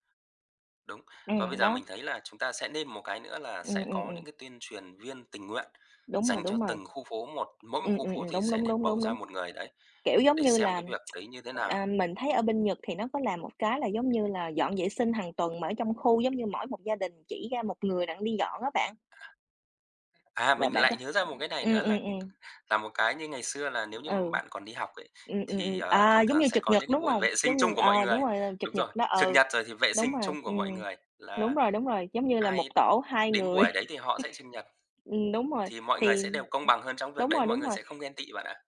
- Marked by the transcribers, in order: tapping; tsk; horn; other background noise; chuckle
- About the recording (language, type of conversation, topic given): Vietnamese, unstructured, Bạn nghĩ gì về việc rác thải nhựa đang gây ô nhiễm môi trường?